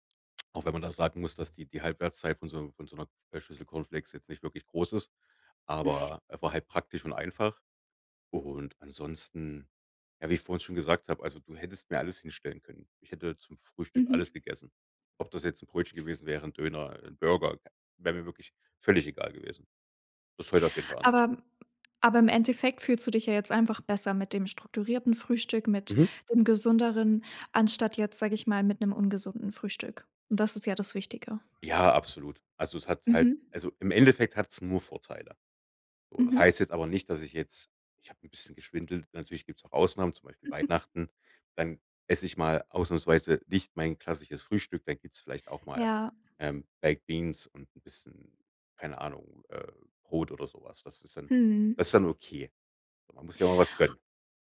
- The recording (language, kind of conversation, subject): German, podcast, Wie sieht deine Frühstücksroutine aus?
- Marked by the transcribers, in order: chuckle; chuckle; in English: "baked beans"